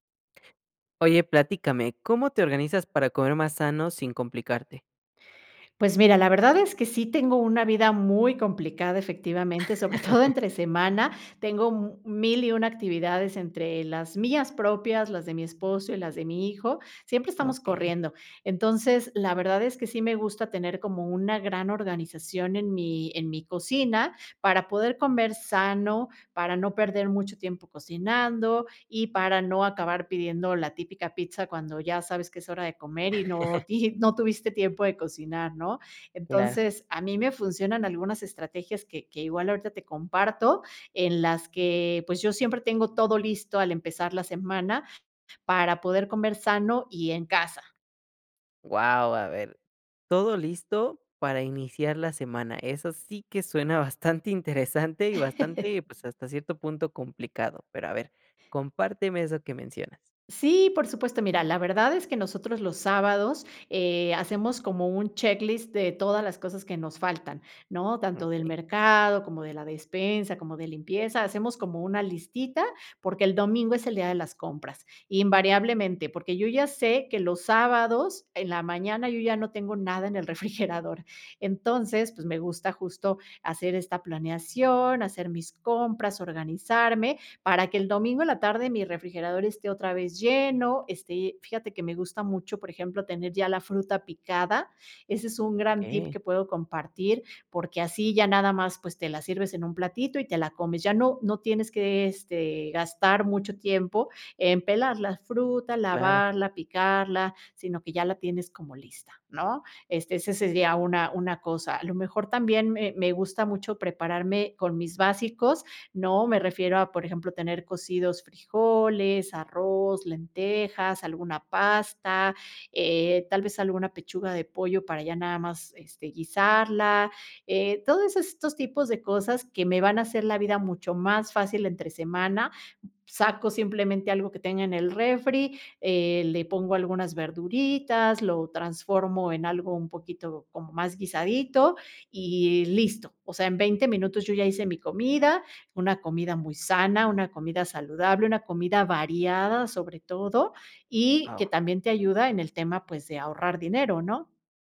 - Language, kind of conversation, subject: Spanish, podcast, ¿Cómo te organizas para comer más sano sin complicarte?
- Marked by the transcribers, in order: chuckle; laughing while speaking: "todo"; chuckle; laughing while speaking: "ti"; chuckle; tapping; in English: "checklist"; laughing while speaking: "en el refrigerador"